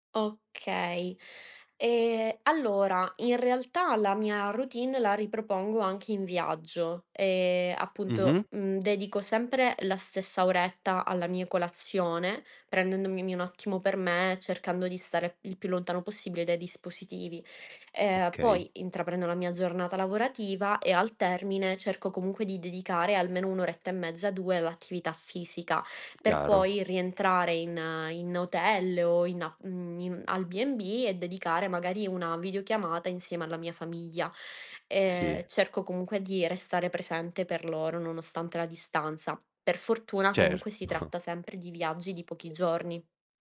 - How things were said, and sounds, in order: "prendendomi" said as "prendendomimi"; laughing while speaking: "Certo"
- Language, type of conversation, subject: Italian, podcast, Come bilanci lavoro e vita familiare nelle giornate piene?